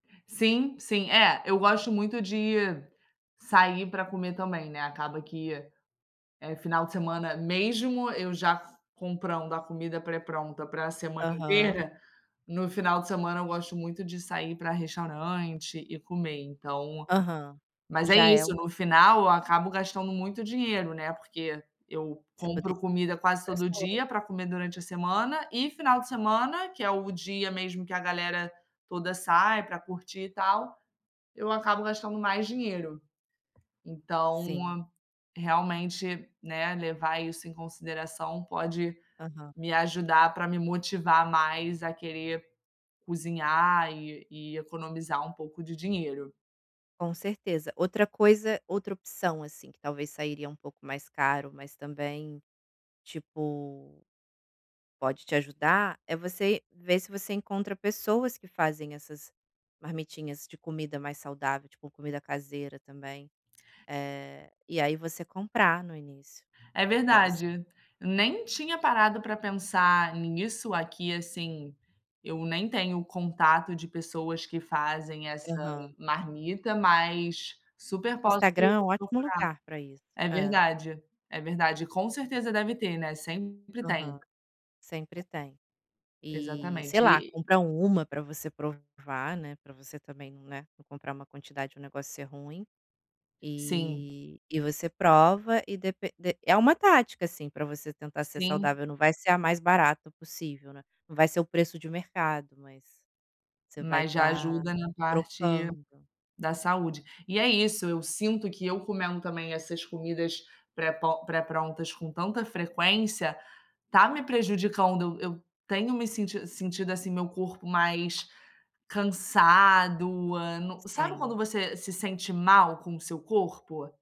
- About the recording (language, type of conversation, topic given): Portuguese, advice, Como resistir à tentação de comer alimentos prontos e rápidos quando estou cansado?
- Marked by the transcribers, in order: other background noise; tapping